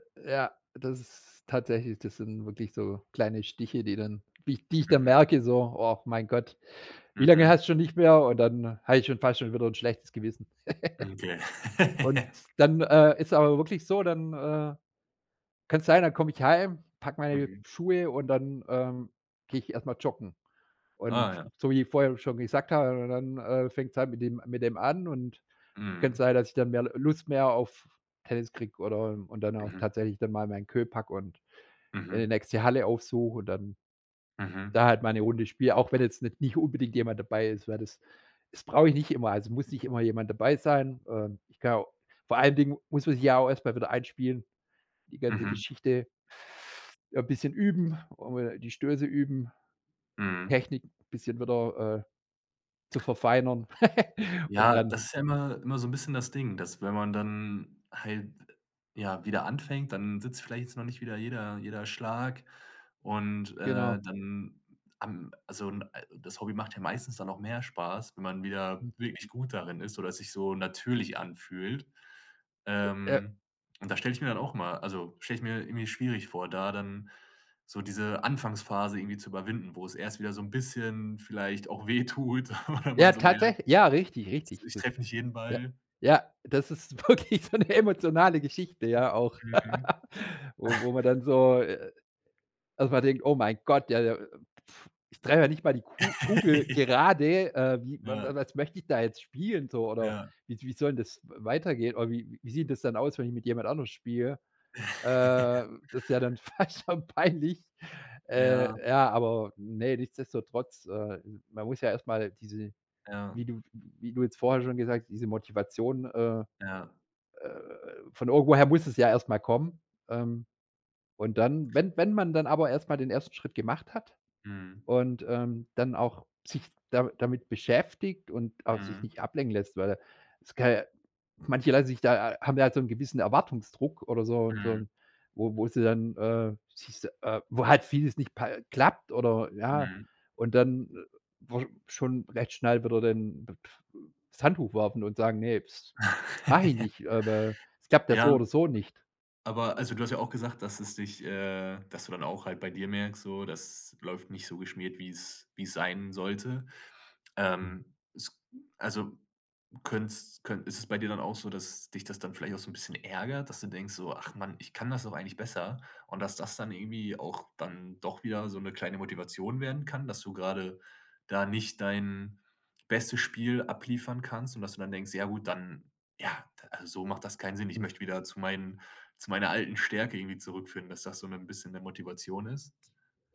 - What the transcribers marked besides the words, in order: laugh; chuckle; chuckle; laughing while speaking: "wenn man"; laughing while speaking: "wirklich so 'ne"; laugh; chuckle; laugh; laughing while speaking: "Ja"; laugh; laughing while speaking: "fast schon peinlich"; laugh
- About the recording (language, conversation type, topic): German, podcast, Wie findest du Motivation für ein Hobby, das du vernachlässigt hast?